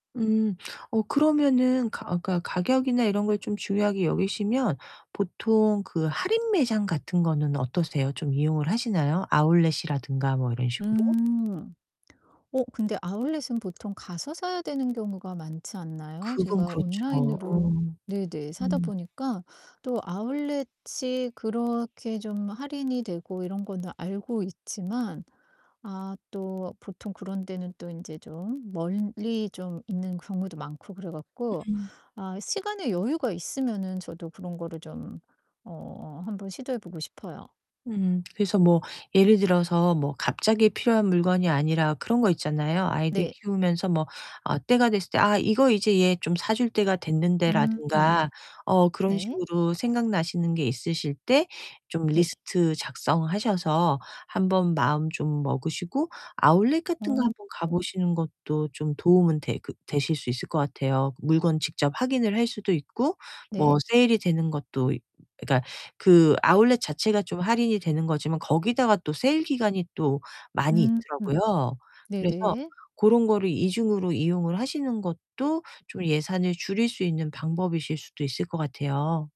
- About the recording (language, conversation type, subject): Korean, advice, 예산 안에서 품질 좋은 물건을 어떻게 찾아야 할까요?
- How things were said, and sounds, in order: distorted speech; other background noise; background speech